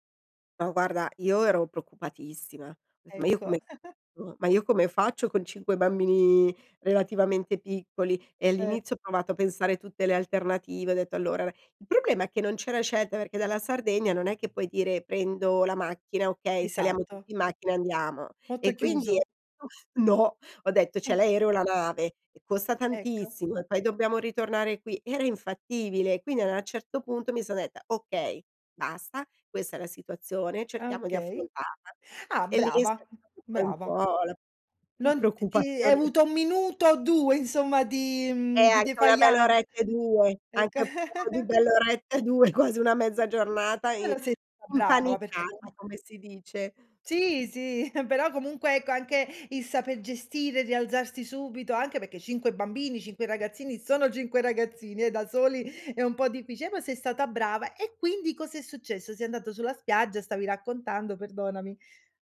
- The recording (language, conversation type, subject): Italian, podcast, Quali piccoli gesti di vicinato ti hanno fatto sentire meno solo?
- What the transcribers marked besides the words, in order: "Detto" said as "det"; unintelligible speech; chuckle; other background noise; unintelligible speech; giggle; chuckle; unintelligible speech; laugh; chuckle; "saper" said as "sape"; laughing while speaking: "sono cinque ragazzini, eh, da soli è un po' difficie!"; "difficile" said as "difficie"